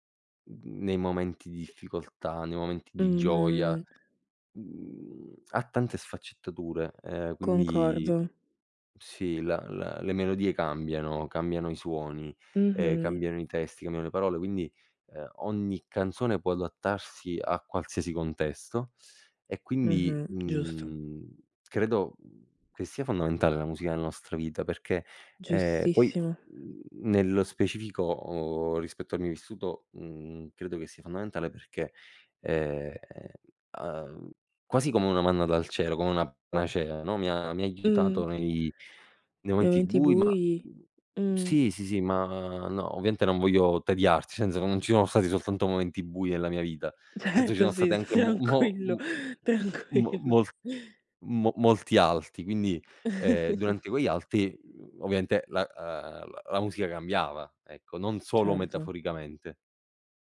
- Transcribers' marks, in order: other background noise; drawn out: "mhmm"; "panacea" said as "pnacea"; "ovviamente" said as "oviente"; laughing while speaking: "Certo, sì. Tranquillo, tranquillo"; chuckle
- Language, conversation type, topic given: Italian, podcast, Com’è diventata la musica una parte importante della tua vita?